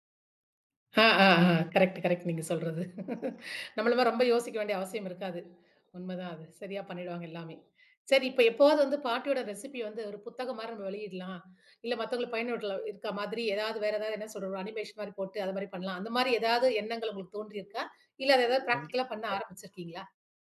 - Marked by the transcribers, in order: chuckle; in English: "ரெசிபி"; in English: "அனிமேஷன்"; in English: "ப்ராக்டிகல்லா"
- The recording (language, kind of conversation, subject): Tamil, podcast, பாட்டியின் சமையல் குறிப்பு ஒன்றை பாரம்பரியச் செல்வமாகக் காப்பாற்றி வைத்திருக்கிறீர்களா?